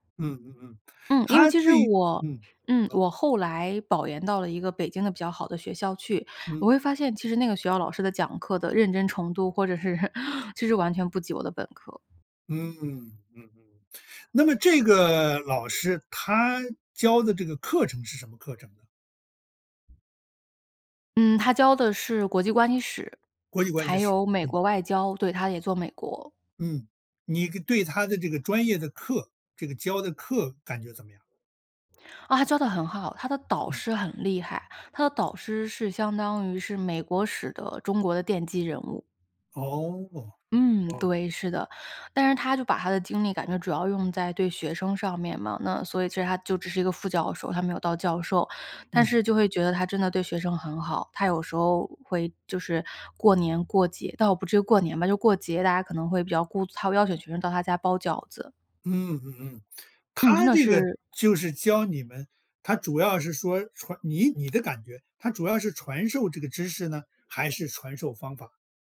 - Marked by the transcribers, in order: laughing while speaking: "或者是"
- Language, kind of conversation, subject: Chinese, podcast, 你受益最深的一次导师指导经历是什么？